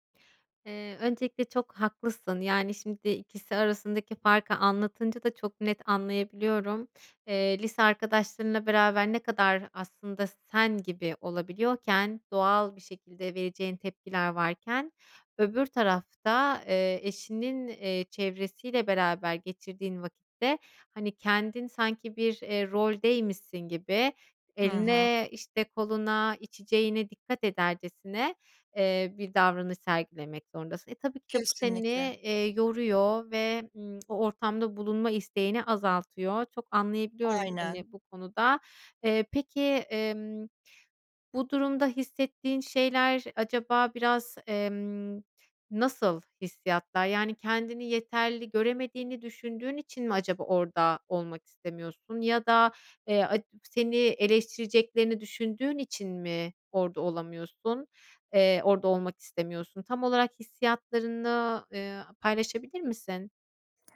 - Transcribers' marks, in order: tapping; unintelligible speech
- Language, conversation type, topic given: Turkish, advice, Kutlamalarda sosyal beklenti baskısı yüzünden doğal olamıyorsam ne yapmalıyım?